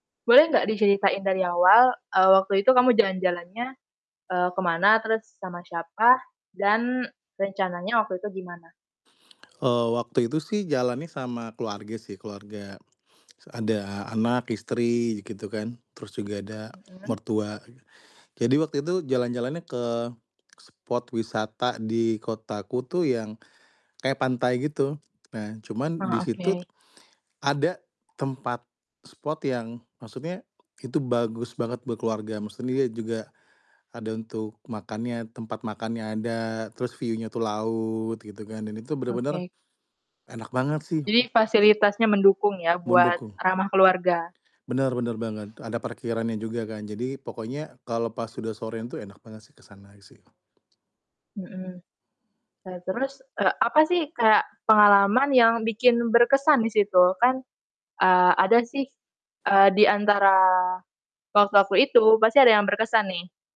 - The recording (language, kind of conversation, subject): Indonesian, podcast, Apa pengalaman paling berkesan yang pernah kamu alami saat jalan-jalan santai?
- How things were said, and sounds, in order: other background noise; static; tapping; "situ" said as "situt"; in English: "view-nya"